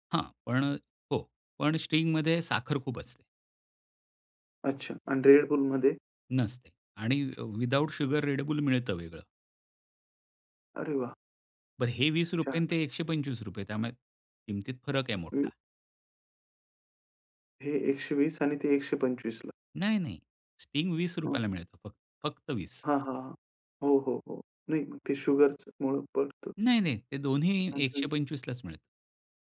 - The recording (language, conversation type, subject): Marathi, podcast, तुमच्या मते कॅफेन फायदेशीर ठरते की त्रासदायक ठरते, आणि का?
- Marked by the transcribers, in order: tapping; other background noise